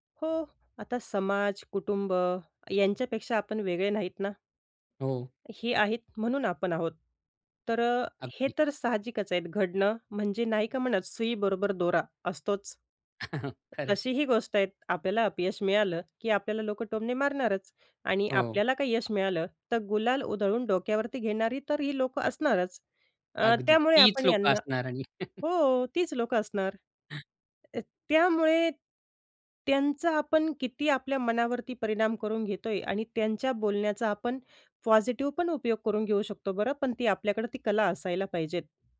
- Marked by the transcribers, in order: tapping; chuckle; chuckle
- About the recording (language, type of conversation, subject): Marathi, podcast, जोखीम घेतल्यानंतर अपयश आल्यावर तुम्ही ते कसे स्वीकारता आणि त्यातून काय शिकता?